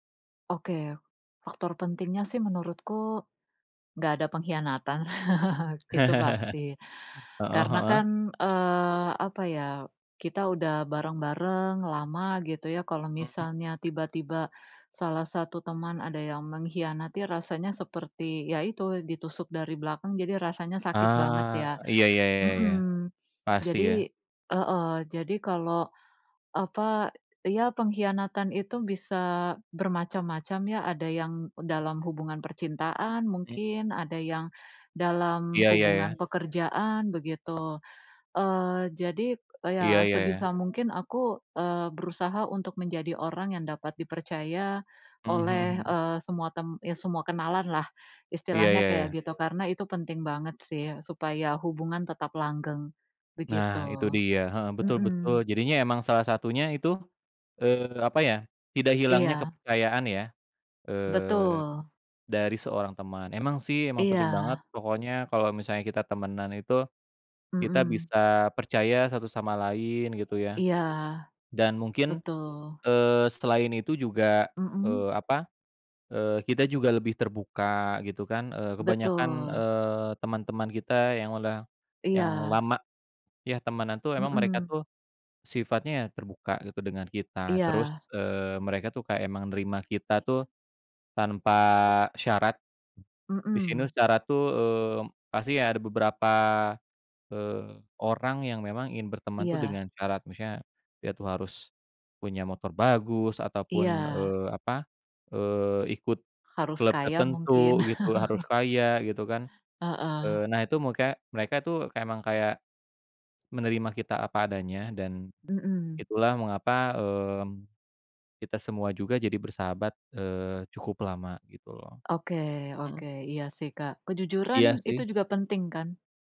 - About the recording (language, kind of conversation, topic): Indonesian, unstructured, Apa yang membuat persahabatan bisa bertahan lama?
- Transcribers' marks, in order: laugh; other background noise; laugh; tapping; chuckle